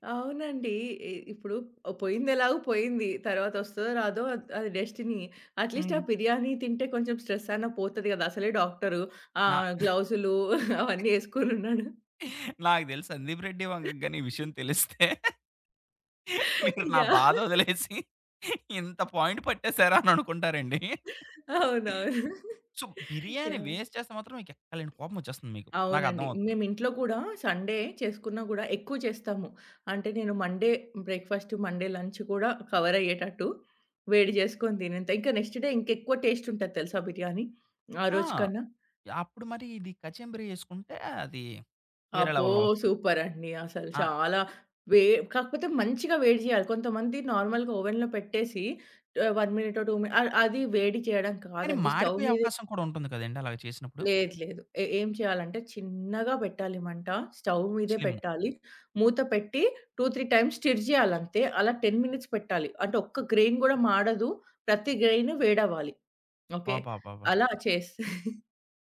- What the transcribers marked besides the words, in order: in English: "డెస్టినీ. అట్‌లీ‌స్ట్"; in English: "స్ట్రెస్"; in English: "గ్లోవ్స్‌లు"; laugh; giggle; other background noise; chuckle; laughing while speaking: "మీరు నా బాధొదిలేసి ఇంత పాయింట్ పట్టేసారా? అననుకుంటారండి"; giggle; in English: "పాయింట్"; in English: "వేస్ట్"; giggle; in English: "సండే"; in English: "మండే బ్రేక్‌ఫాస్ట్ మండే లంచ్"; in English: "కవర్"; in English: "నెక్స్ట్ డే"; in English: "టేస్ట్"; in English: "లెవెల్‌లో"; in English: "సూపర్"; in English: "నార్మల్‌గా ఓవెన్‌లో"; in English: "వన్ మినిటో టూ మినిట్స్"; in English: "స్టవ్"; in English: "స్టవ్"; in English: "స్లిమ్"; in English: "టూ త్రీ టైమ్స్ స్టిర్"; in English: "టెన్ మినిట్స్"; in English: "గ్రైన్"; in English: "గ్రైన్"; chuckle
- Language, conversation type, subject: Telugu, podcast, మనసుకు నచ్చే వంటకం ఏది?